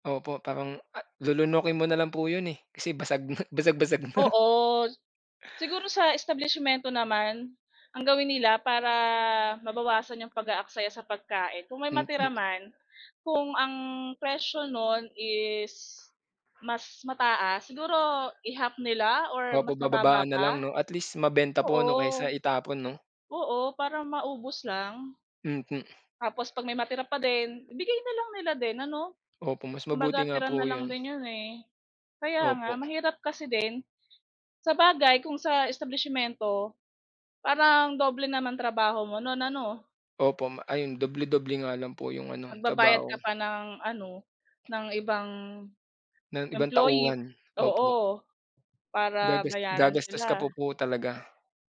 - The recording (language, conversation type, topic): Filipino, unstructured, Ano ang masasabi mo sa mga taong nagtatapon ng pagkain kahit may mga nagugutom?
- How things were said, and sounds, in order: laugh; "kaysa" said as "kesa"